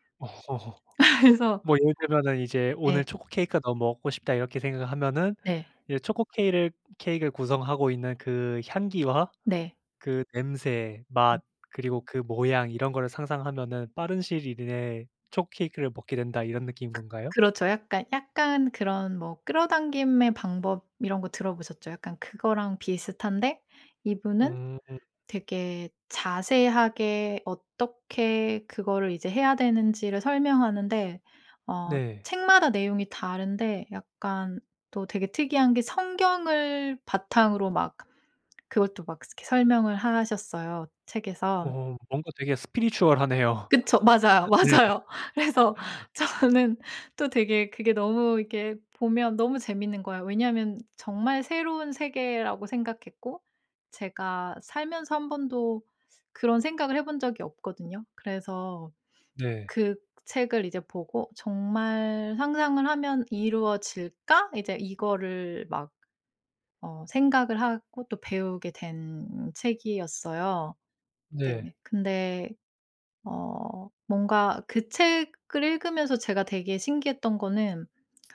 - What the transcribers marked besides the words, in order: laugh; other background noise; in English: "spiritual"; laugh; laughing while speaking: "맞아요. 그래서 저는"
- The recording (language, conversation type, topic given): Korean, podcast, 삶을 바꿔 놓은 책이나 영화가 있나요?